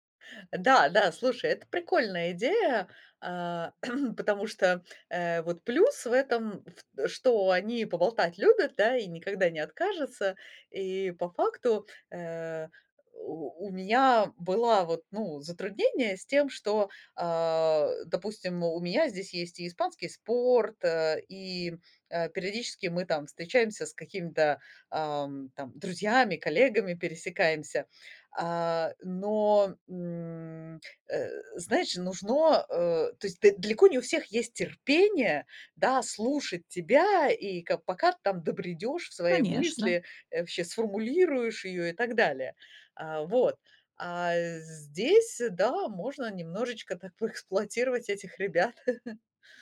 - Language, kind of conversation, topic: Russian, advice, Почему мне кажется, что я не вижу прогресса и из-за этого теряю уверенность в себе?
- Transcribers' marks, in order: throat clearing; chuckle